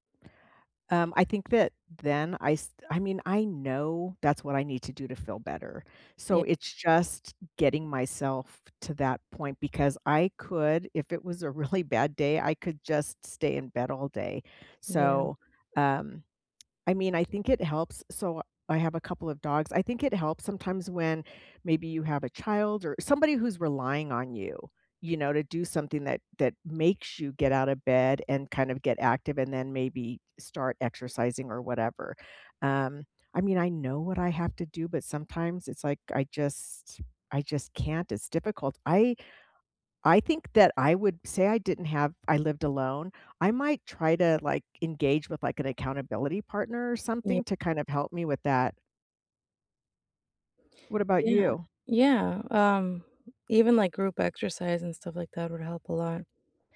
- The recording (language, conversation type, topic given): English, unstructured, What is the most rewarding part of staying physically active?
- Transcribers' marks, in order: stressed: "know"; laughing while speaking: "really"